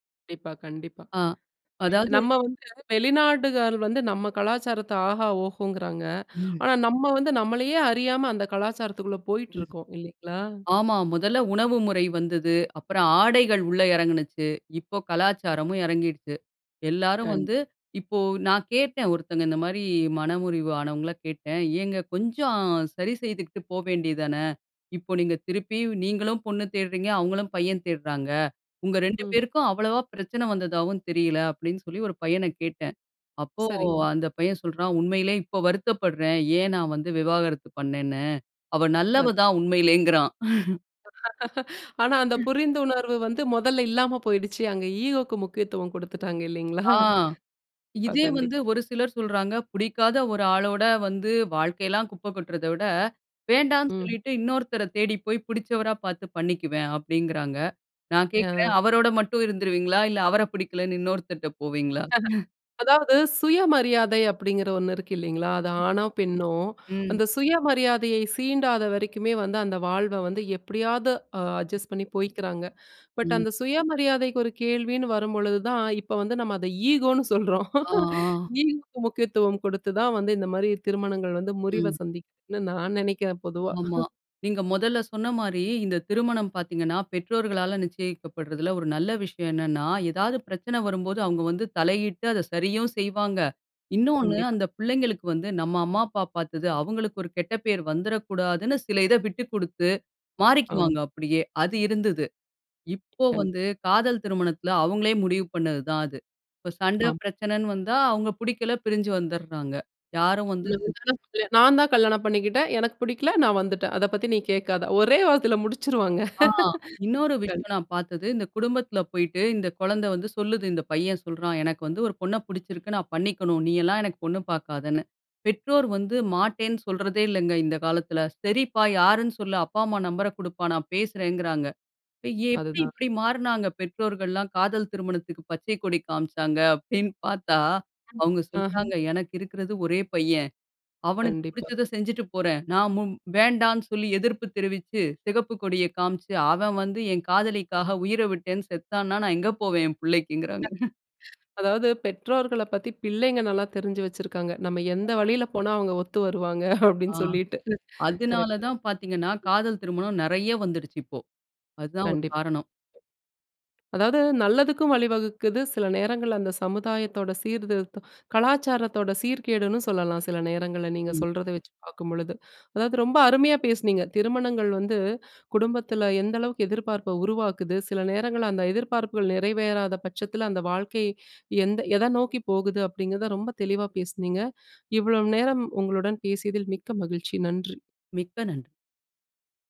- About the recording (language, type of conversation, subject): Tamil, podcast, திருமணத்தைப் பற்றி குடும்பத்தின் எதிர்பார்ப்புகள் என்னென்ன?
- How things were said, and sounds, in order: other noise; tapping; drawn out: "அப்போ"; unintelligible speech; laugh; chuckle; laughing while speaking: "குடுத்துட்டாங்க. இல்லைங்களா?"; laughing while speaking: "இன்னொருத்தர்ட்ட போவீங்களா"; chuckle; in English: "அட்ஜஸ்ட்"; laughing while speaking: "சொல்றோம். ஈகோக்கு முக்கியத்துவம் குடுத்து தான்"; chuckle; unintelligible speech; laughing while speaking: "ஒரே வார்த்தையில முடிச்சுருவாங்க"; laughing while speaking: "அப்டின்னு பார்த்தா"; chuckle; laughing while speaking: "வருவாங்க அப்டின்னு சொல்லிட்டு"